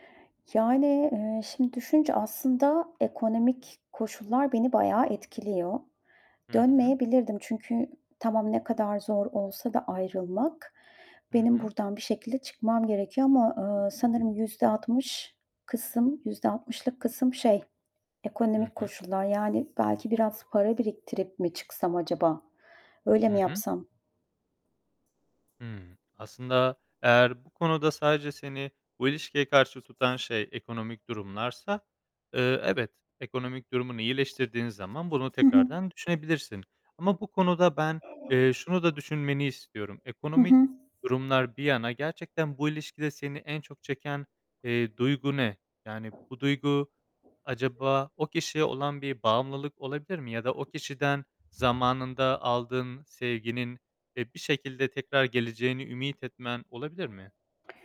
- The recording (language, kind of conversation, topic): Turkish, advice, Toksik ilişkilere geri dönme eğiliminizin nedenleri neler olabilir?
- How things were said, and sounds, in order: other background noise; tapping